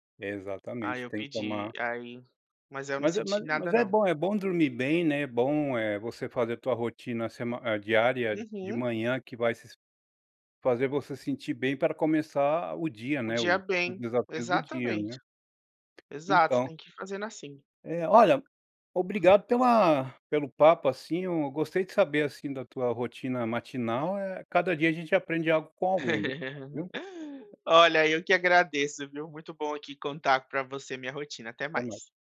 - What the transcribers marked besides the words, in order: tapping; laugh
- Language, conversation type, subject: Portuguese, podcast, Como é a sua rotina matinal e de que forma ela te prepara para o dia?